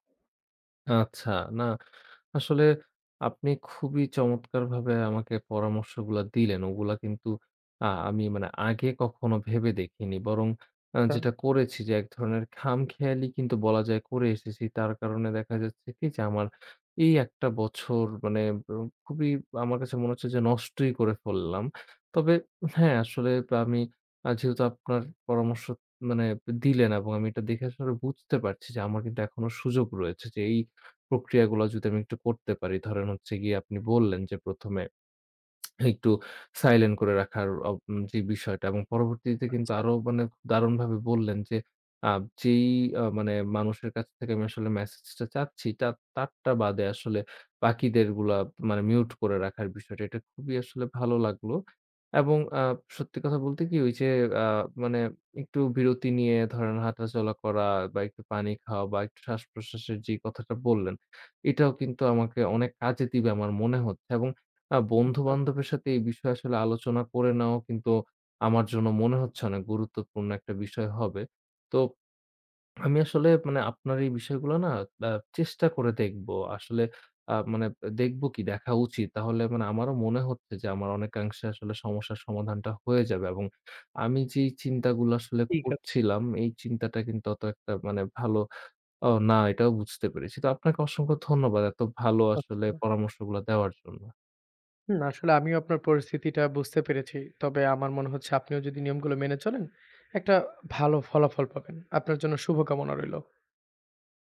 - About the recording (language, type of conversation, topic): Bengali, advice, মোবাইল ও সামাজিক মাধ্যমে বারবার মনোযোগ হারানোর কারণ কী?
- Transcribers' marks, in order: tapping; other background noise